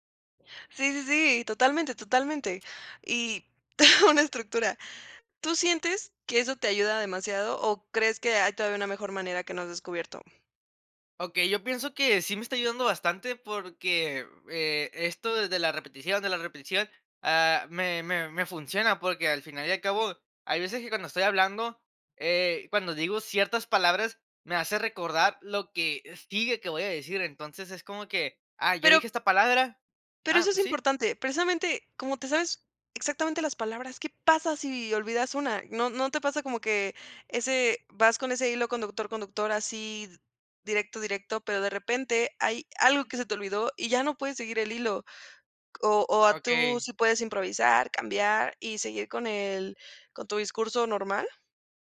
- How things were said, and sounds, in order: chuckle
- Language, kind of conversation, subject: Spanish, podcast, ¿Qué métodos usas para estudiar cuando tienes poco tiempo?